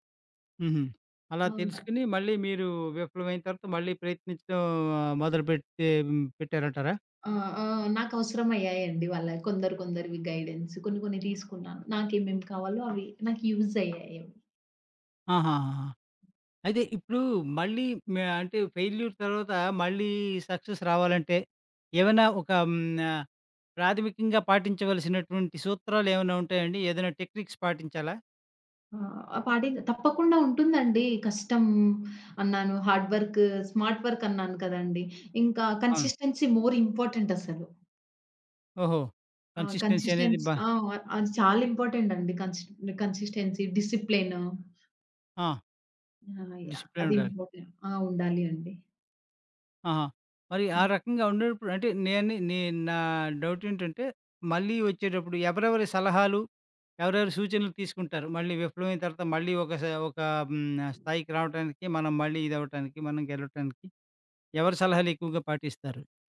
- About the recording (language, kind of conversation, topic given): Telugu, podcast, విఫలమైన తర్వాత మళ్లీ ప్రయత్నించేందుకు మీరు ఏమి చేస్తారు?
- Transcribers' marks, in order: tapping; in English: "గైడెన్స్"; in English: "యూజ్"; other background noise; in English: "ఫెయిల్యూర్"; in English: "సక్సెస్"; in English: "టెక్నిక్స్"; in English: "హార్డ్ వర్క్, స్మార్ట్"; in English: "కన్సిస్టెన్సీ మోర్ ఇంపార్టెంట్"; in English: "కన్సిస్టెన్సీ"; in English: "కన్సిస్టెన్సీ"; in English: "ఇంపార్టెంట్"; in English: "కన్సీ కన్సిస్టెన్సీ"; in English: "డిసిప్లెన్"; in English: "ఇంపార్టెంట్"